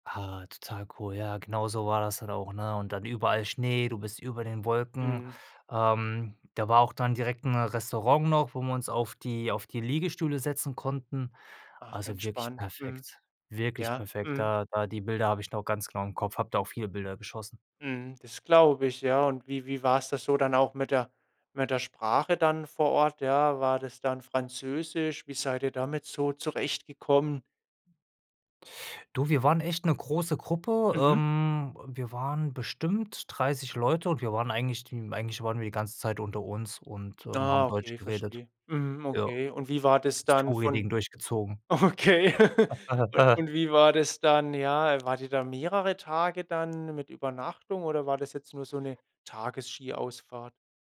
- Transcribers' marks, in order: drawn out: "Ähm"; laughing while speaking: "okay"; chuckle; other background noise
- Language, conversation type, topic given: German, podcast, Was war dein schönstes Outdoor-Abenteuer, und was hat es so besonders gemacht?